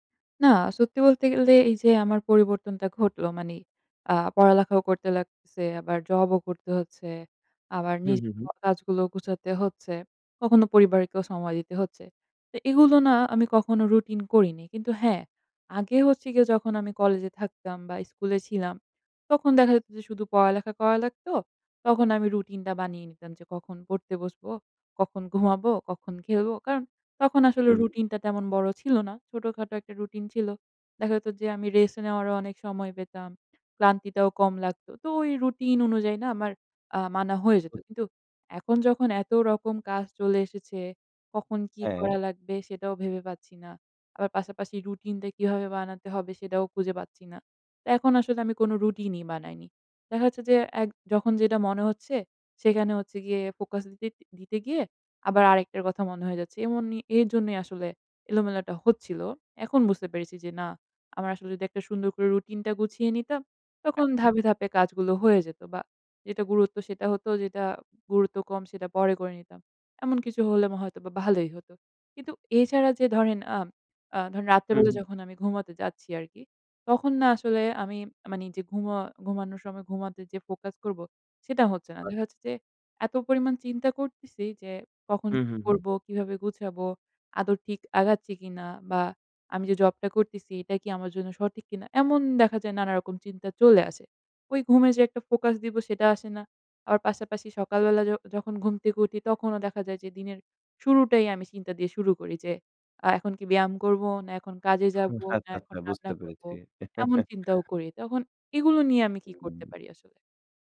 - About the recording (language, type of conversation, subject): Bengali, advice, একসঙ্গে অনেক কাজ থাকার কারণে কি আপনার মনোযোগ ছিন্নভিন্ন হয়ে যাচ্ছে?
- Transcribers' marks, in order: "মানে" said as "মানি"; other background noise; "মানে" said as "মানি"; scoff; chuckle